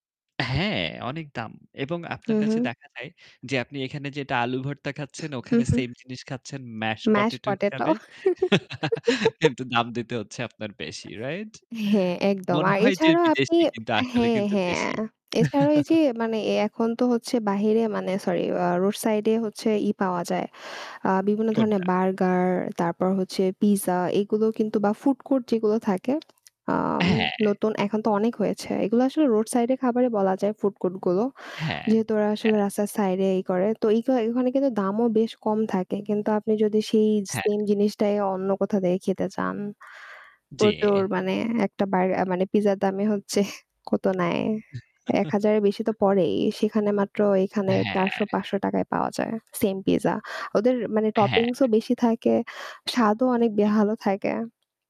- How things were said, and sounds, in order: static; other background noise; in English: "Mash potato"; giggle; in English: "mash potato"; chuckle; chuckle; other noise; chuckle; tapping; in English: "toppings"; "ভালো" said as "বেহালো"
- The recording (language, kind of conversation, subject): Bengali, unstructured, তুমি কি মনে করো স্থানীয় খাবার খাওয়া ভালো, নাকি বিদেশি খাবার?